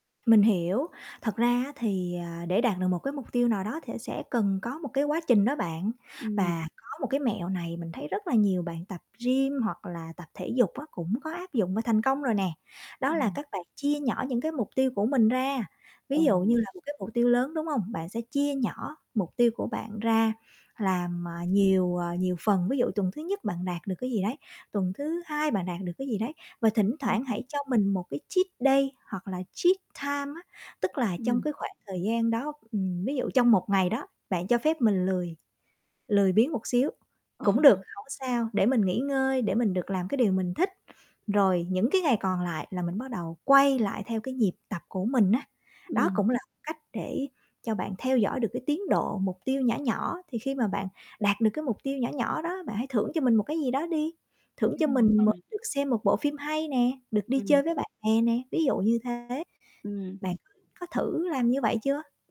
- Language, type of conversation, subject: Vietnamese, advice, Làm thế nào để bạn duy trì thói quen tập thể dục đều đặn?
- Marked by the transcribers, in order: distorted speech; static; in English: "treat day"; in English: "treat time"; tapping